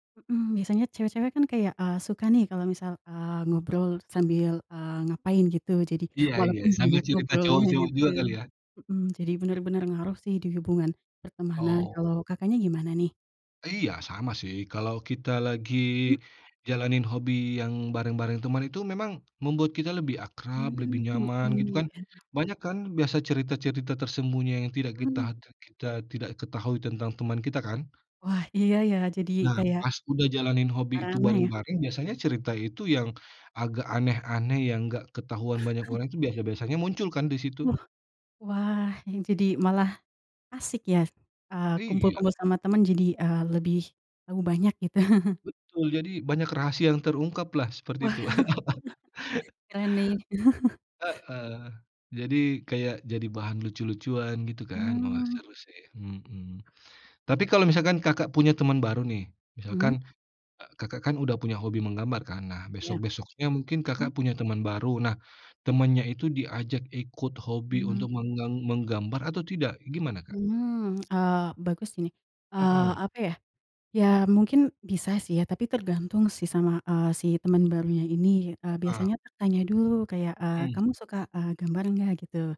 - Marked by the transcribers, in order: other background noise; chuckle; chuckle; laughing while speaking: "Wah"; chuckle; laugh
- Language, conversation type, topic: Indonesian, unstructured, Apa hobi yang paling sering kamu lakukan bersama teman?